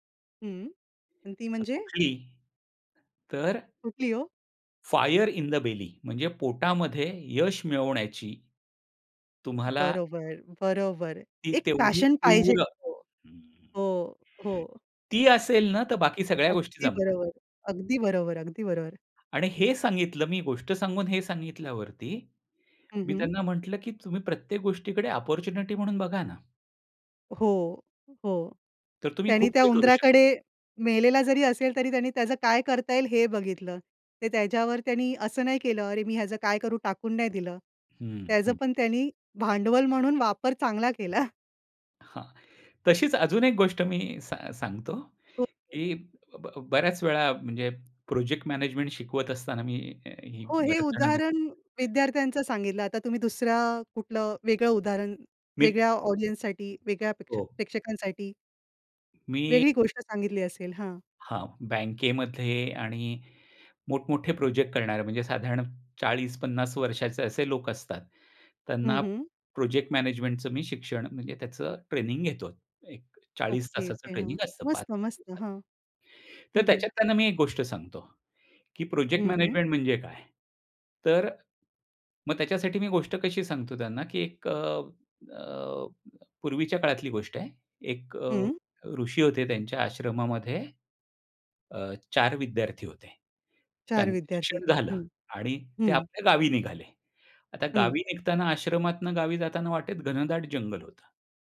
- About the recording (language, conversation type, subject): Marathi, podcast, लोकांना प्रेरित करण्यासाठी तुम्ही कथा कशा वापरता?
- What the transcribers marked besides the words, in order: other noise; other background noise; in English: "फायर इन द बेली"; in English: "पॅशन"; tapping; in English: "ऑपॉर्च्युनिटी"; laughing while speaking: "केला"; laughing while speaking: "हां"; in English: "ऑडियन्ससाठी"